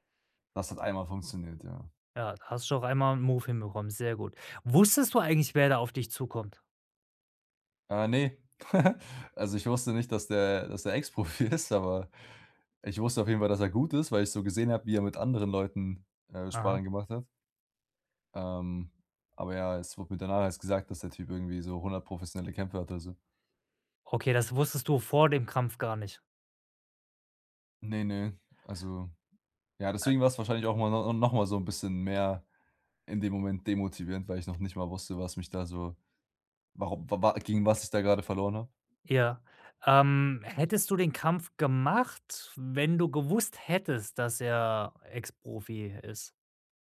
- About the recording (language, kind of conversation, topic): German, advice, Wie kann ich nach einem Rückschlag meine Motivation wiederfinden?
- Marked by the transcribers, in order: in English: "Move"; giggle; laughing while speaking: "Profi ist"; other noise